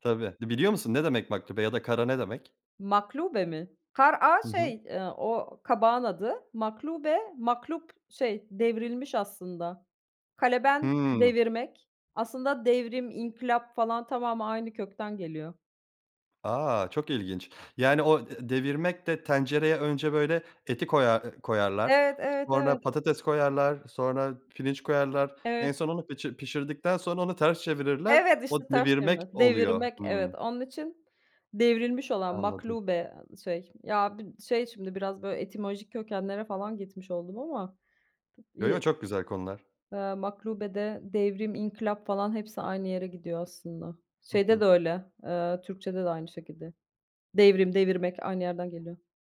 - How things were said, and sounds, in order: in Arabic: "kar'a"; in Arabic: "Kara'a"; other background noise
- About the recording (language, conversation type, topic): Turkish, podcast, Favori ev yemeğini nasıl yapıyorsun ve püf noktaları neler?